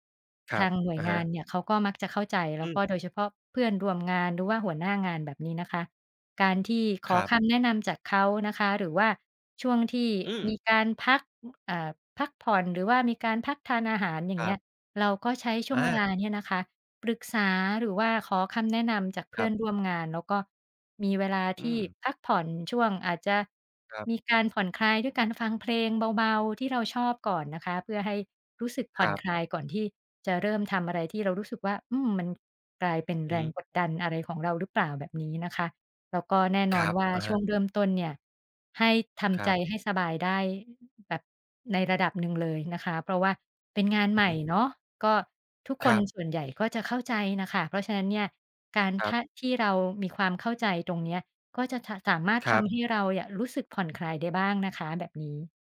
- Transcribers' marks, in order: other background noise; tapping; background speech
- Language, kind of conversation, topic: Thai, advice, คุณควรปรับตัวอย่างไรเมื่อเริ่มงานใหม่ในตำแหน่งที่ไม่คุ้นเคย?